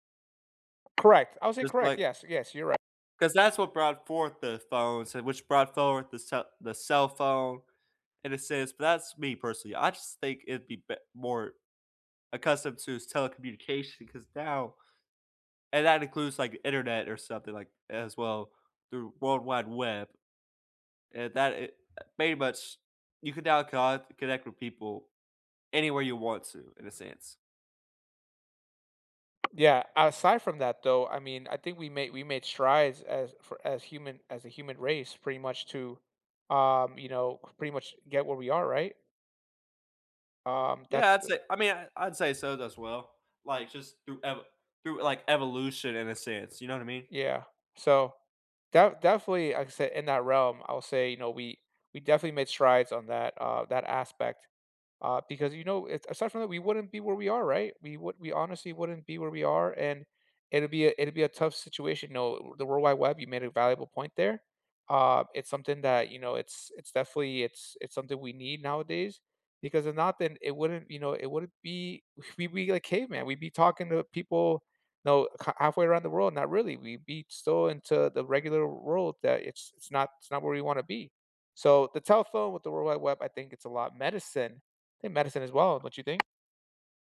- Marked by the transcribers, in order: tapping; "pretty" said as "pey"; other background noise
- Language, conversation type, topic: English, unstructured, What scientific breakthrough surprised the world?
- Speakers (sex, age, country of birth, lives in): male, 20-24, United States, United States; male, 35-39, United States, United States